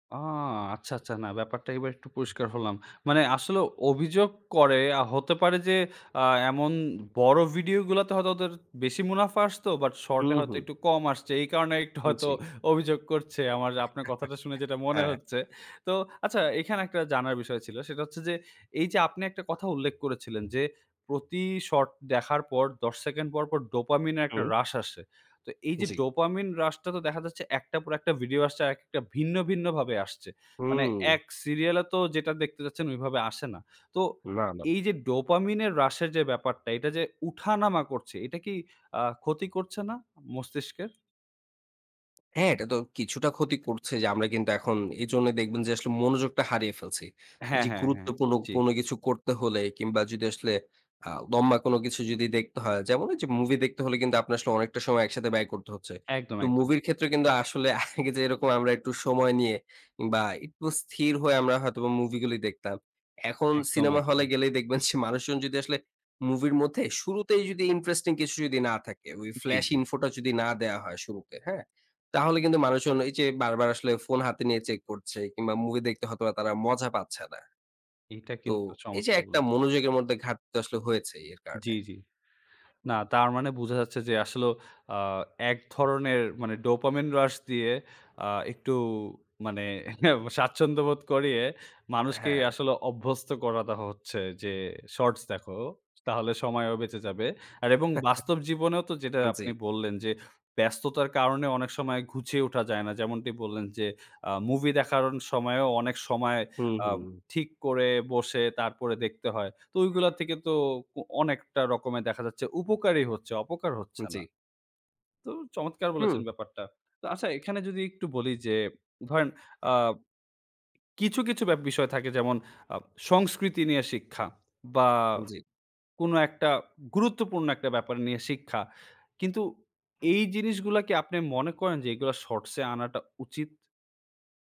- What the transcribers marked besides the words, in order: laughing while speaking: "হয়তো"; chuckle; horn; tapping; other background noise; chuckle; in English: "flash info"; chuckle; laughing while speaking: "স্বাচ্ছন্দ্যবোধ"; chuckle; "জি" said as "উনচি"
- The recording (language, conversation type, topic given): Bengali, podcast, ক্ষুদ্রমেয়াদি ভিডিও আমাদের দেখার পছন্দকে কীভাবে বদলে দিয়েছে?